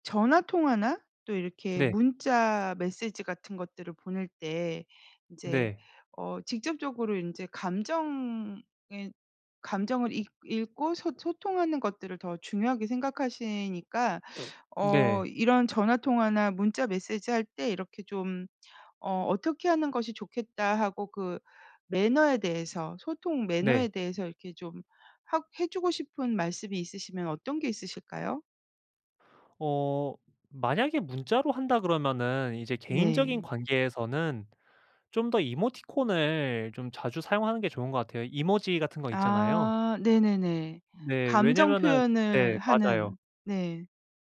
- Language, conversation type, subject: Korean, podcast, 전화 통화보다 문자를 더 선호하시나요?
- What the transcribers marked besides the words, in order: teeth sucking